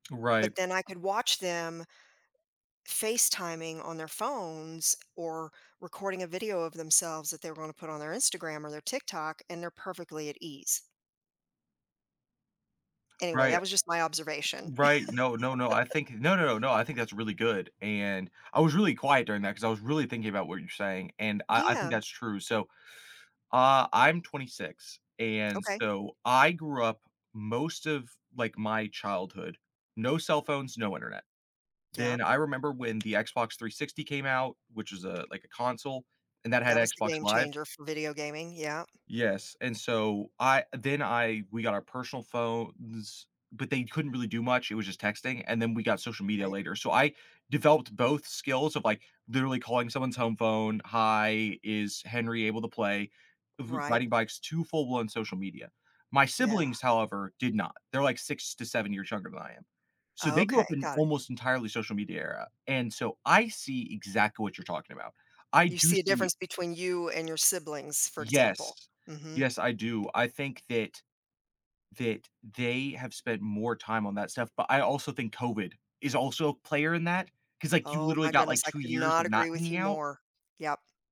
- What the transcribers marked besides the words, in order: other background noise; tapping; laugh
- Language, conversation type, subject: English, unstructured, How has social media changed the way we build and maintain friendships?